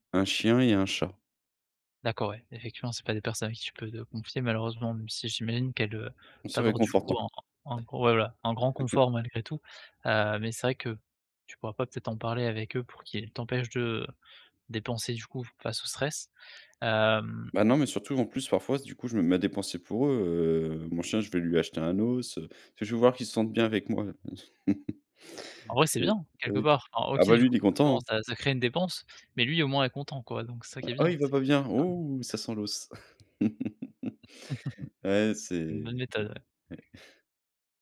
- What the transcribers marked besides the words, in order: tapping; chuckle; unintelligible speech; chuckle; laugh; chuckle
- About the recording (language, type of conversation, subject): French, advice, Pourquoi est-ce que je dépense quand je suis stressé ?